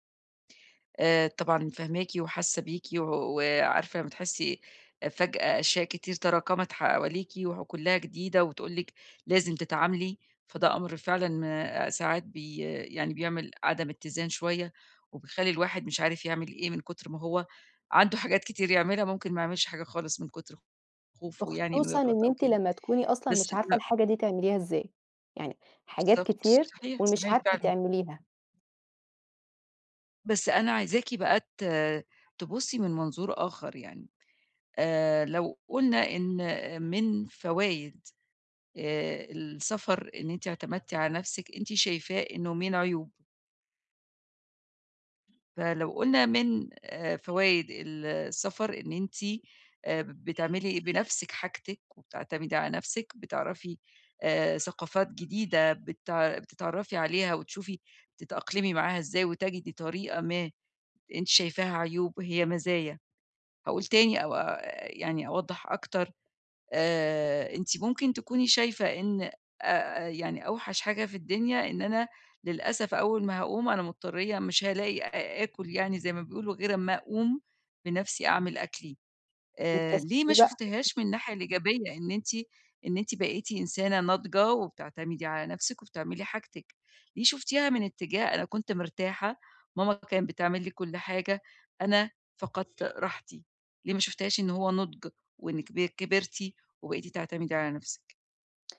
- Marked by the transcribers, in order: other street noise; other background noise; other noise; horn
- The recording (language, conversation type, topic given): Arabic, advice, إزاي أتعامل مع الانتقال لمدينة جديدة وإحساس الوحدة وفقدان الروتين؟